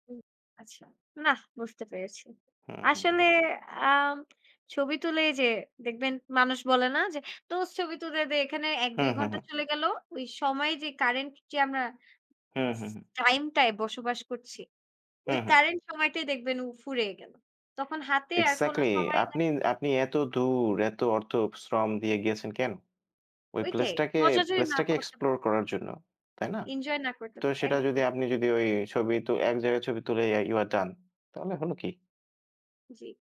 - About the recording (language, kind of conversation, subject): Bengali, unstructured, আপনি কি মনে করেন, ভ্রমণ জীবনের গল্প গড়ে তোলে?
- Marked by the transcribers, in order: tapping; in English: "explore"; in English: "you are done"